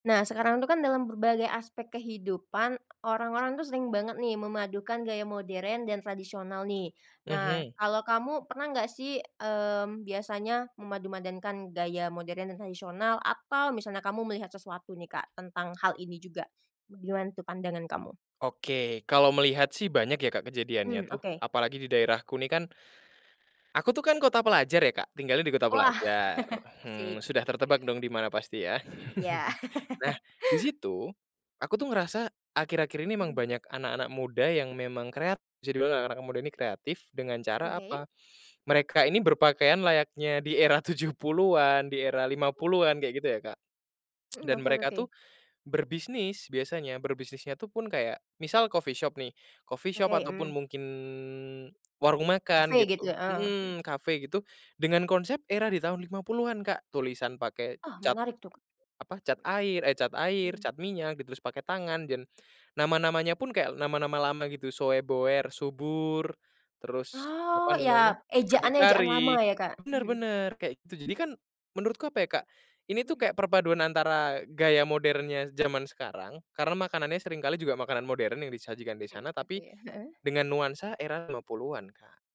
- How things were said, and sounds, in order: chuckle; chuckle; laugh; other noise; tsk; in English: "coffee shop"; in English: "coffee shop"
- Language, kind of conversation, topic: Indonesian, podcast, Bagaimana orang biasanya memadukan gaya modern dan tradisional saat ini?